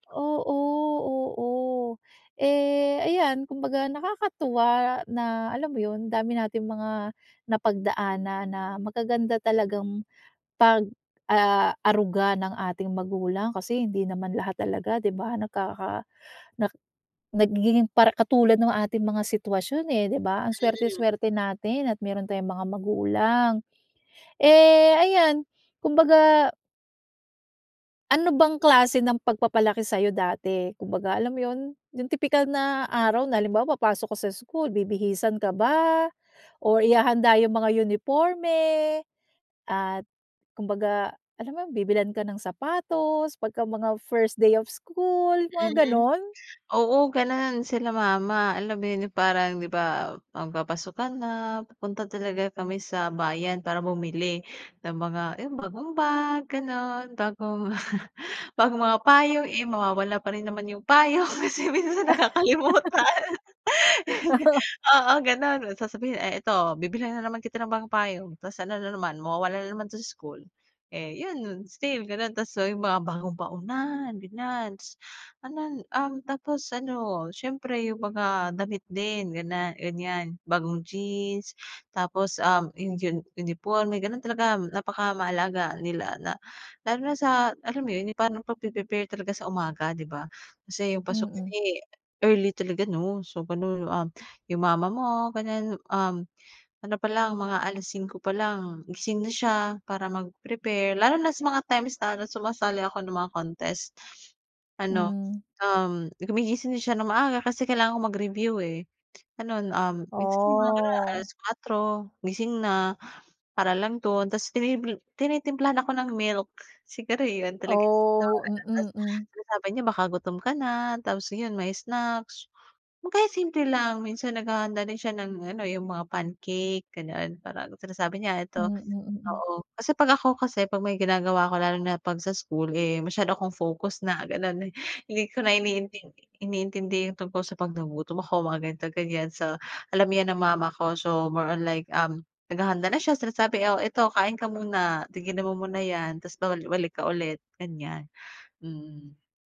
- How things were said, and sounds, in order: chuckle; laughing while speaking: "payong, minsan nakakalimutan"; laugh; laughing while speaking: "Oo"; dog barking; drawn out: "Oh"; unintelligible speech; drawn out: "Oh"
- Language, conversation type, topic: Filipino, podcast, Paano ipinapakita ng mga magulang mo ang pagmamahal nila sa’yo?